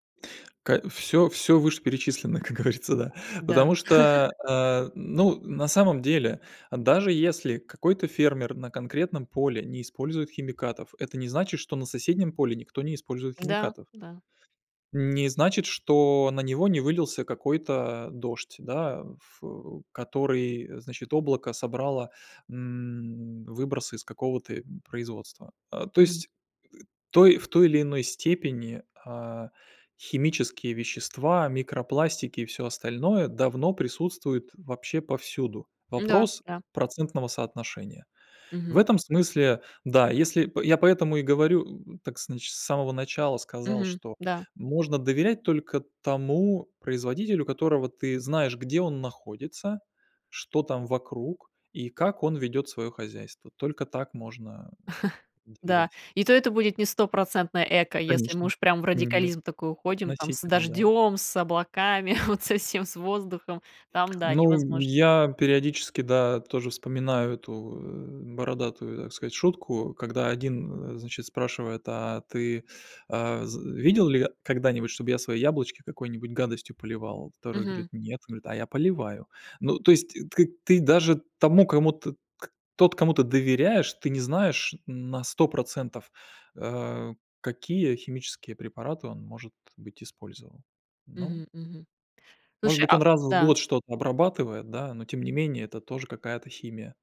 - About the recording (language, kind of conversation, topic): Russian, podcast, Как отличить настоящее органическое от красивой этикетки?
- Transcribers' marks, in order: laughing while speaking: "говорится, да"; laugh; chuckle; tapping